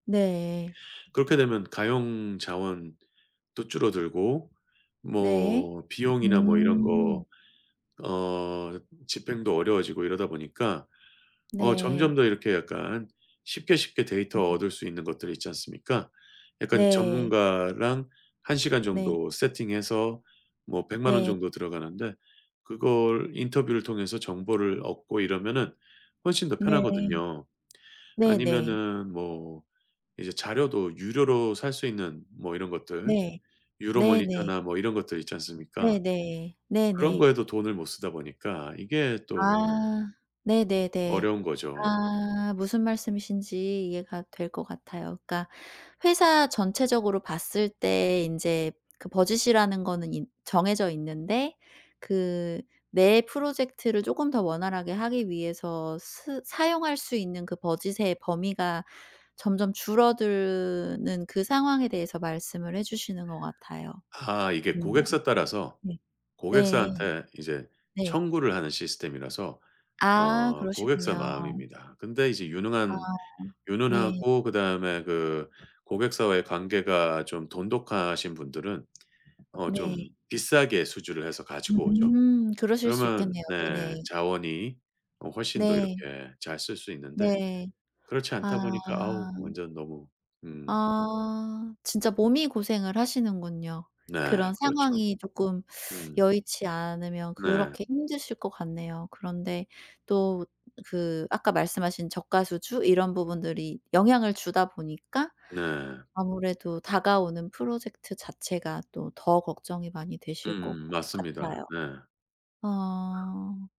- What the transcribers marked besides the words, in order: tapping; other background noise; in English: "budge이라는"; in English: "budge의"
- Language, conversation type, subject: Korean, advice, 장기간 과로 후 직장에 복귀하는 것이 불안하고 걱정되는데 어떻게 하면 좋을까요?